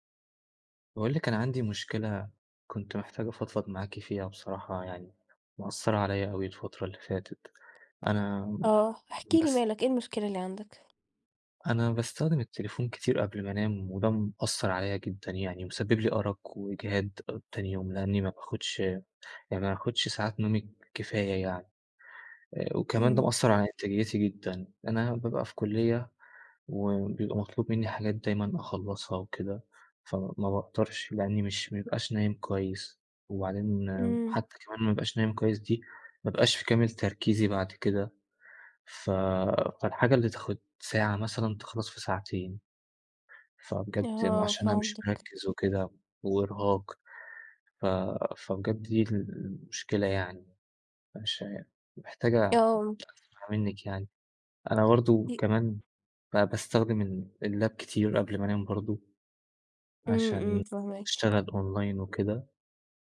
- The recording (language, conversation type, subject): Arabic, advice, ازاي أقلل وقت استخدام الشاشات قبل النوم؟
- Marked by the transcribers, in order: tapping; unintelligible speech; unintelligible speech; in English: "اللاب"; in English: "أونلاين"